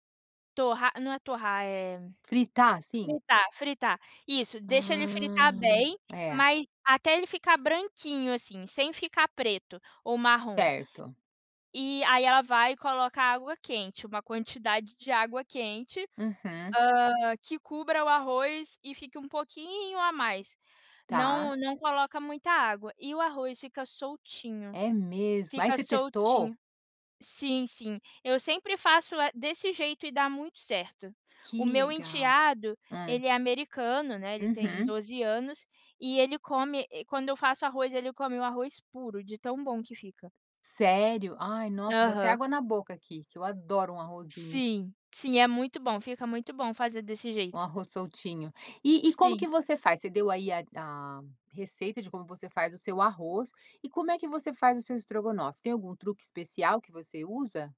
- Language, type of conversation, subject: Portuguese, podcast, Qual comida você considera um abraço em forma de prato?
- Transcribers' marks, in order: none